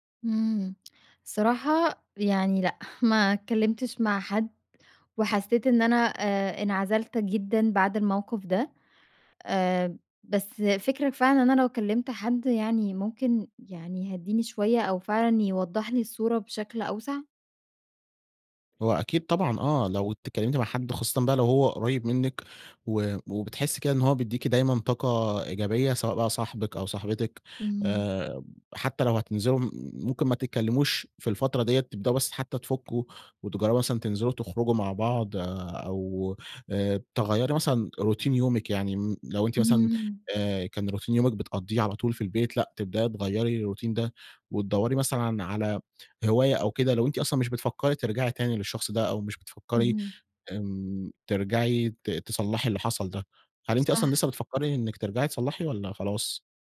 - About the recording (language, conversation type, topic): Arabic, advice, إزاي أتعامل مع حزن شديد بعد انفصال مفاجئ؟
- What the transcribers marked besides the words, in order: in English: "روتين"; in English: "روتين"; in English: "الروتين"